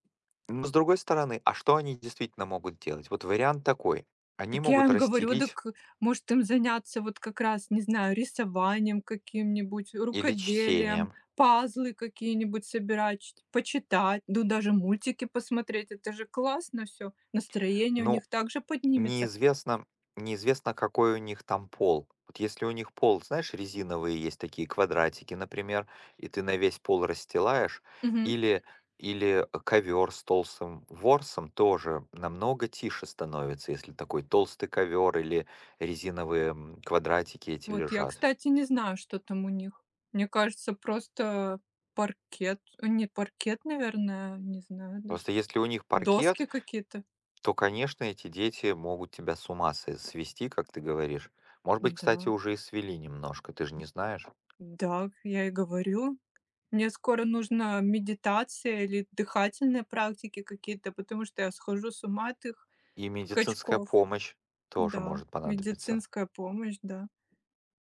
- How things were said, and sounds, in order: tapping
- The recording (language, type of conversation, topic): Russian, unstructured, Как вы обычно справляетесь с плохим настроением?